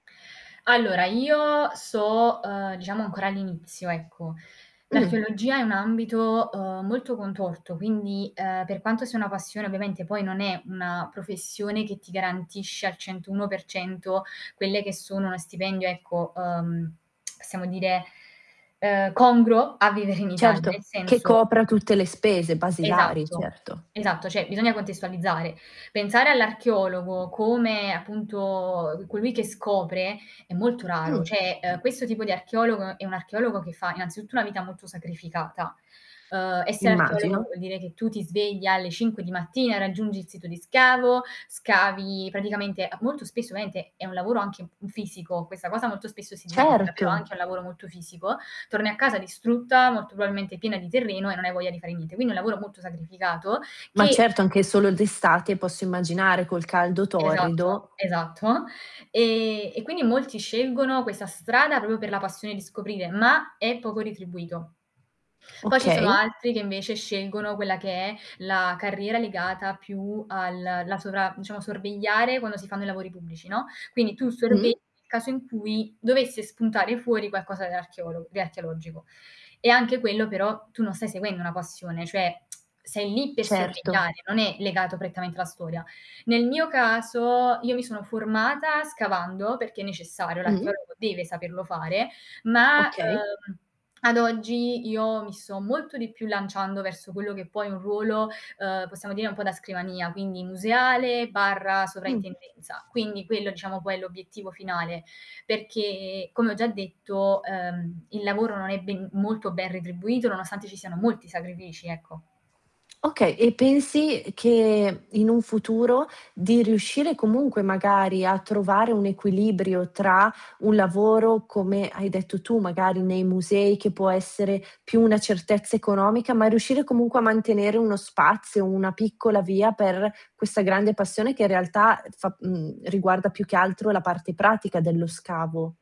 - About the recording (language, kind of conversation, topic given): Italian, podcast, In che modo questa passione rende la tua vita più ricca?
- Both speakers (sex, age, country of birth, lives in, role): female, 20-24, Italy, Italy, guest; female, 30-34, Italy, Italy, host
- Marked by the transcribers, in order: static; distorted speech; other background noise; background speech; tsk; tapping; "cioè" said as "ceh"; tsk; "museale/sovraintendenza" said as "museale barra sovraintendenza"